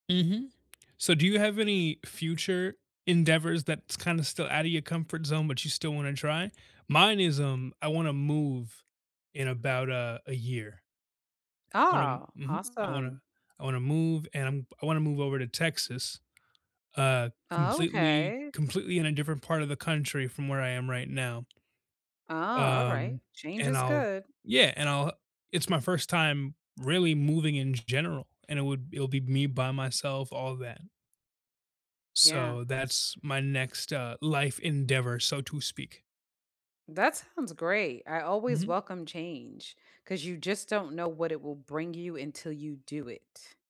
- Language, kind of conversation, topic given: English, unstructured, What’s something you’ve done that pushed you out of your comfort zone?
- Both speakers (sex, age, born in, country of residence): female, 45-49, United States, United States; male, 25-29, United States, United States
- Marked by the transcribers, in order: tapping